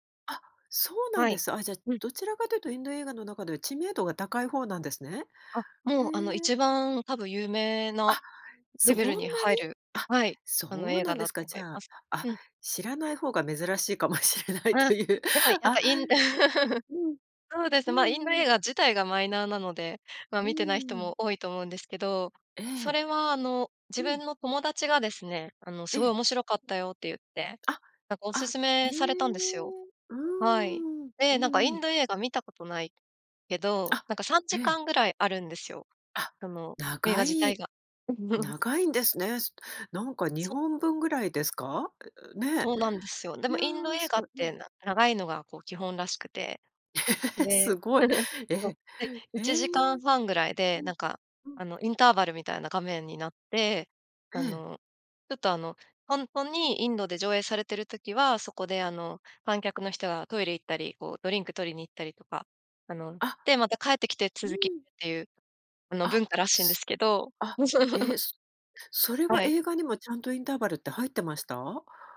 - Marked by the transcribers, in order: laughing while speaking: "かもしれないという"; laugh; laugh; laughing while speaking: "え"; chuckle; laugh
- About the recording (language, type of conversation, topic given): Japanese, podcast, 好きな映画にまつわる思い出を教えてくれますか？